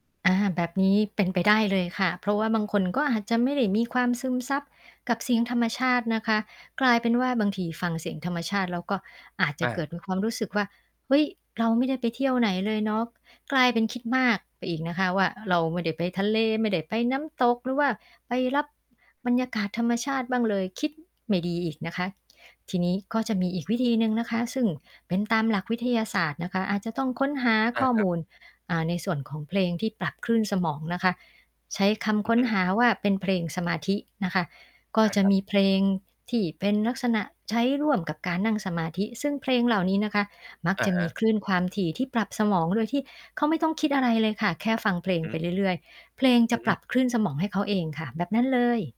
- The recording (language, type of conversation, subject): Thai, podcast, คุณมีเทคนิคเงียบๆ อะไรบ้างที่ช่วยให้ฟังเสียงในใจตัวเองได้ดีขึ้น?
- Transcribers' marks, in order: distorted speech